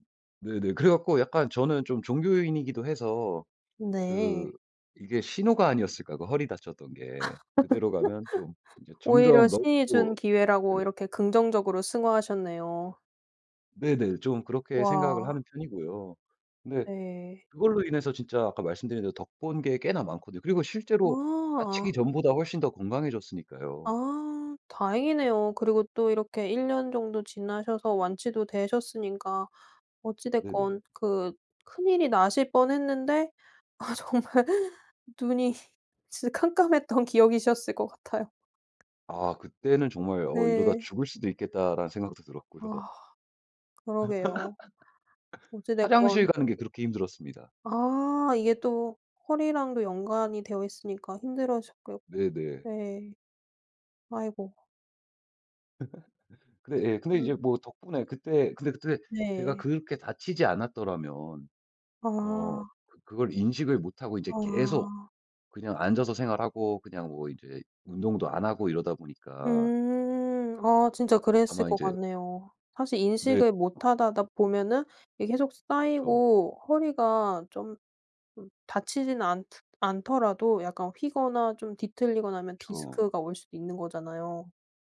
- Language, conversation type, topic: Korean, podcast, 잘못된 길에서 벗어나기 위해 처음으로 어떤 구체적인 행동을 하셨나요?
- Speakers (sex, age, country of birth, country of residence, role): female, 30-34, South Korea, Sweden, host; male, 35-39, United States, United States, guest
- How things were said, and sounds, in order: laugh; unintelligible speech; laughing while speaking: "아 정말"; tapping; laugh; laugh; other background noise; "하다가" said as "하다다"